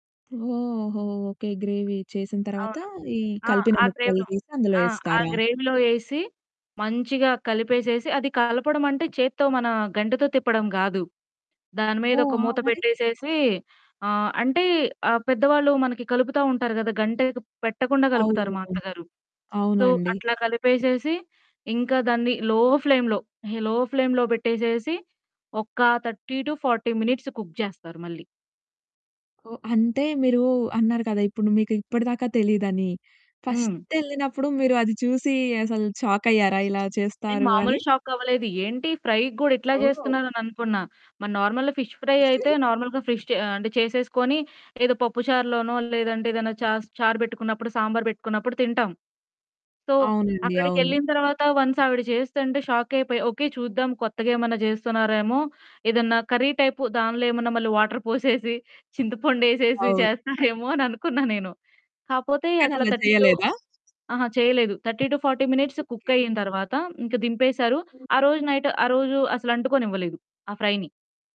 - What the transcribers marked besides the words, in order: tapping; drawn out: "ఓహో!"; in English: "గ్రేవీ"; other background noise; in English: "గ్రేవ్‌లో"; in English: "గ్రేవ్‌లో"; distorted speech; in English: "సో"; in English: "లో ఫ్లేమ్‌లో"; in English: "లో ఫ్లేమ్‌లో"; in English: "థర్టీ టు ఫార్టీ మినిట్స్ కుక్"; in English: "ఫస్ట్"; static; in English: "షాక్"; in English: "నార్మల్ ఫిష్ ఫ్రై"; giggle; in English: "నార్మల్‌గా ఫిష్"; in English: "సో"; in English: "వన్స్"; in English: "షాక్"; in English: "కర్రీ"; in English: "థర్టీ టు"; in English: "థర్టీ టు ఫార్టీ మినిట్స్ కుక్"; in English: "నైట్"; in English: "ఫ్రై‌ని"
- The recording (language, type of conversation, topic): Telugu, podcast, ఆ వంటకానికి మా కుటుంబానికి మాత్రమే తెలిసిన ప్రత్యేక రహస్యమేదైనా ఉందా?